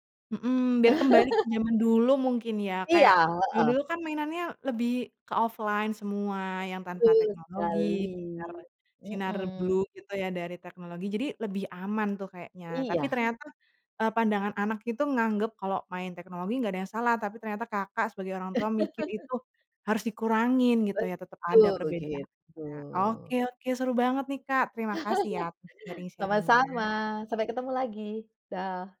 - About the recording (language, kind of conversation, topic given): Indonesian, podcast, Apa perbedaan pandangan orang tua dan anak tentang teknologi?
- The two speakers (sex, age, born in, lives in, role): female, 25-29, Indonesia, Indonesia, host; female, 45-49, Indonesia, Netherlands, guest
- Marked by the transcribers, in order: laugh; other background noise; in English: "offline"; in English: "blue"; laugh; laugh; in English: "sharing-sharing-nya"